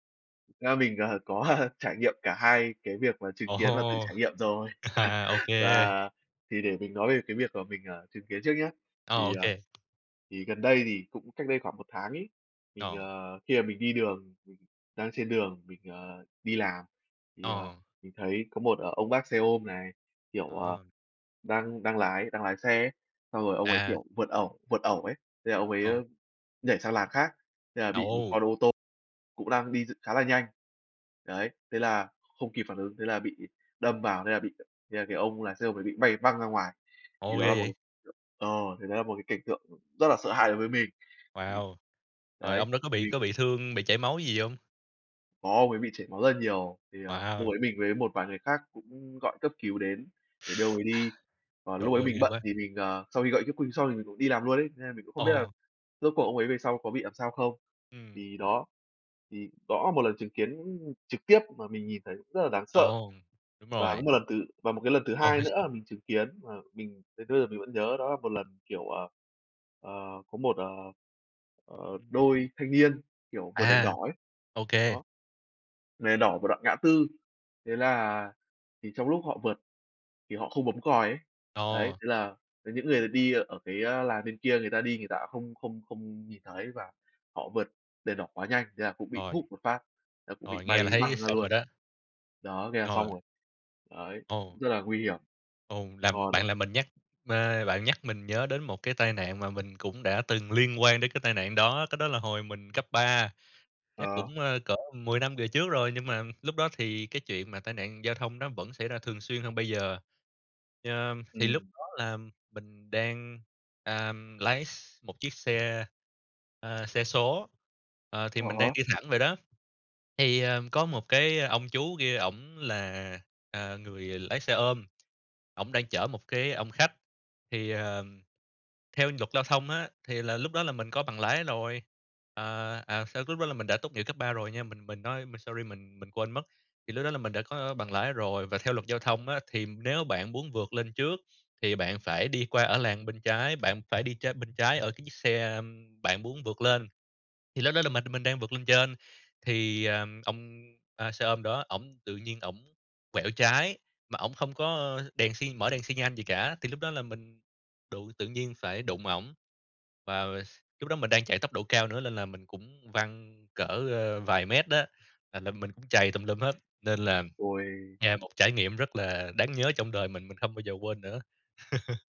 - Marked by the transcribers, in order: tapping; laughing while speaking: "ờ, có, ơ"; laughing while speaking: "À"; chuckle; other background noise; chuckle
- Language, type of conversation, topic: Vietnamese, unstructured, Bạn cảm thấy thế nào khi người khác không tuân thủ luật giao thông?